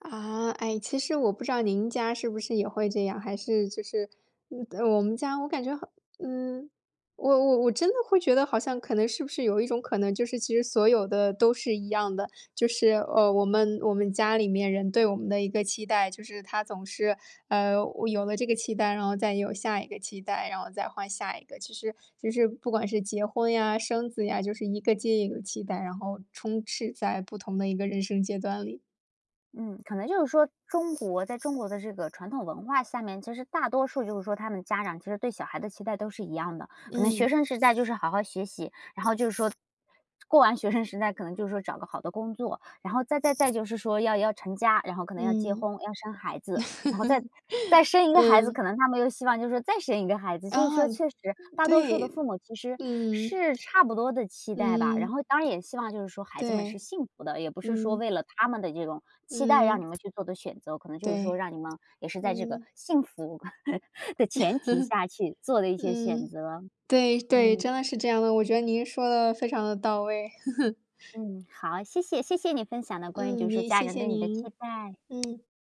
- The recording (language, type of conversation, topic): Chinese, podcast, 家人对你“成功”的期待对你影响大吗？
- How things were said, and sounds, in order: other background noise; laughing while speaking: "生"; chuckle; tapping; chuckle; chuckle